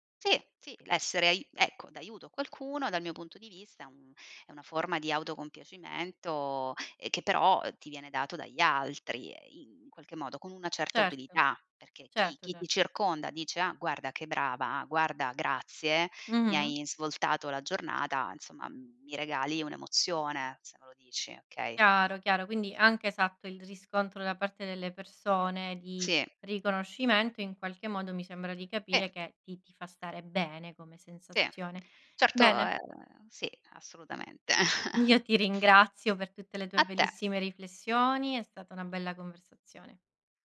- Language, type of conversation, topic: Italian, podcast, Come impari meglio: ascoltando, leggendo o facendo?
- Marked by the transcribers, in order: chuckle